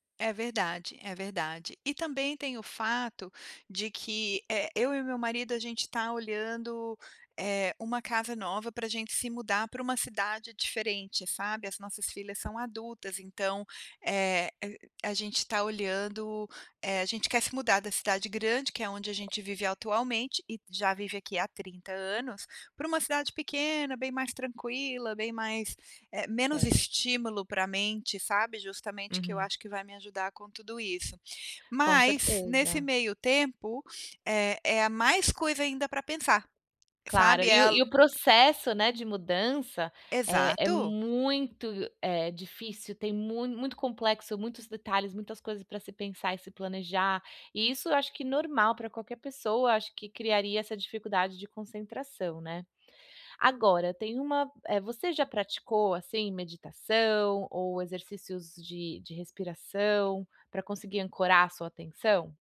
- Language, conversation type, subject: Portuguese, advice, Como posso me concentrar quando minha mente está muito agitada?
- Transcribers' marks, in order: other background noise; tapping